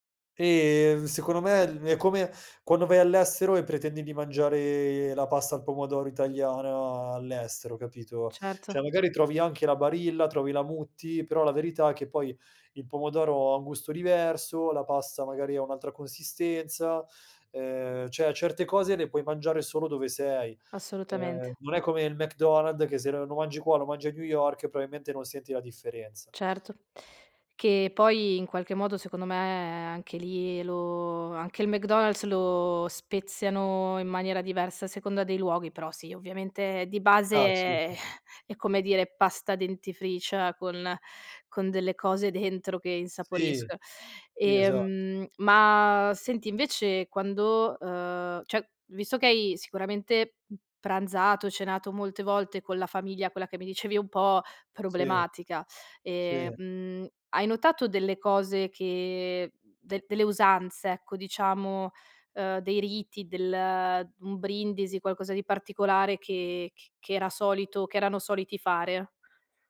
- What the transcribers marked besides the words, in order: tapping; laughing while speaking: "è"
- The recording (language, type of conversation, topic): Italian, podcast, Hai mai partecipato a una cena in una famiglia locale?